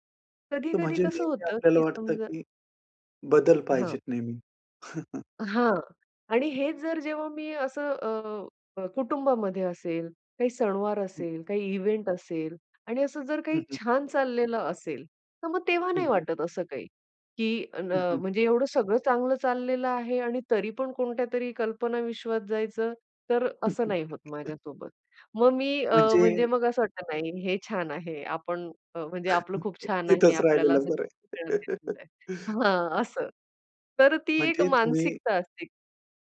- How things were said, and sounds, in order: other noise; other background noise; in English: "इव्हेंट"; tapping; chuckle; chuckle; unintelligible speech; chuckle
- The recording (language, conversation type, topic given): Marathi, podcast, तुम्हाला कल्पनातीत जगात निघून जायचं वाटतं का?